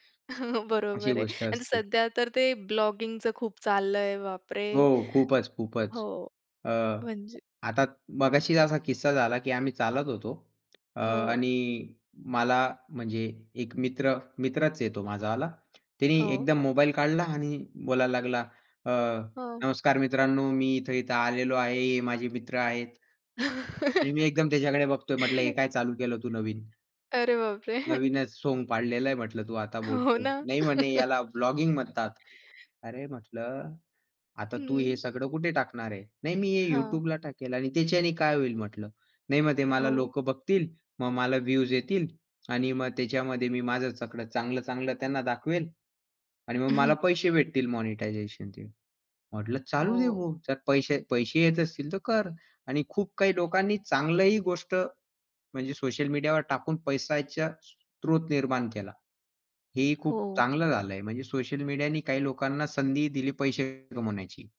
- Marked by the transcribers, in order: chuckle; tapping; laugh; chuckle; laughing while speaking: "हो ना"; chuckle; other background noise; laughing while speaking: "हं"; in English: "मॉनिटायझेशनचे"
- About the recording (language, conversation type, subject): Marathi, podcast, सामाजिक माध्यमांवर लोकांचे आयुष्य नेहमीच परिपूर्ण का दिसते?